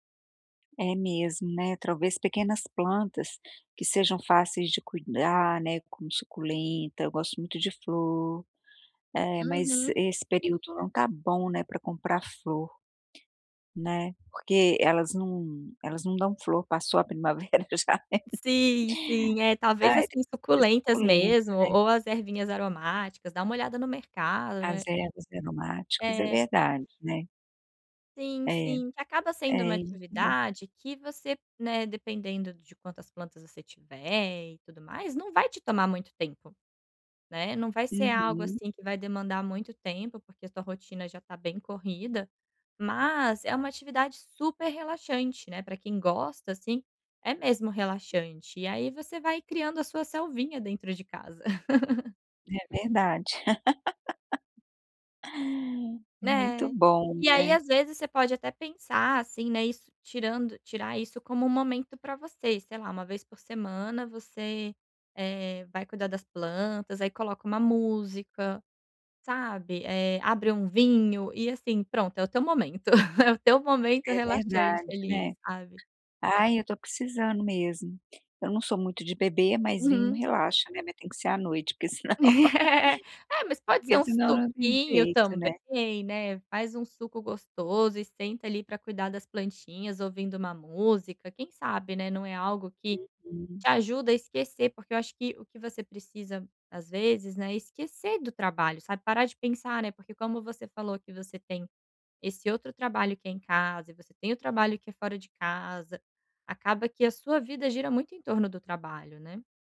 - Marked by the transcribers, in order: tapping; laugh; "selva" said as "selvinha"; laugh; laugh; chuckle; laugh
- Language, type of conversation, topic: Portuguese, advice, Como posso criar uma rotina relaxante para descansar em casa?